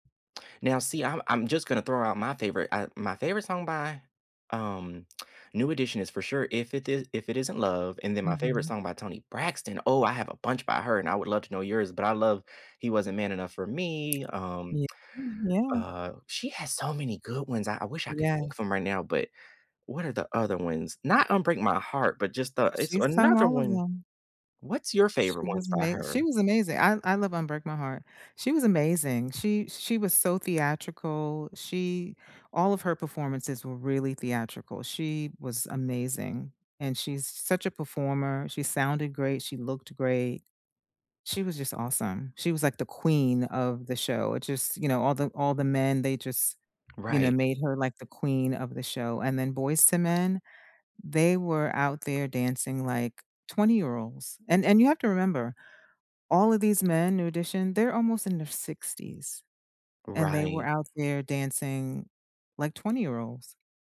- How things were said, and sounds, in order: stressed: "Braxton"; tapping; lip smack
- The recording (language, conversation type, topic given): English, unstructured, What was the last song you couldn't stop replaying, and what memory or feeling made it stick?
- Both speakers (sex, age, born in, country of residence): female, 55-59, United States, United States; male, 30-34, United States, United States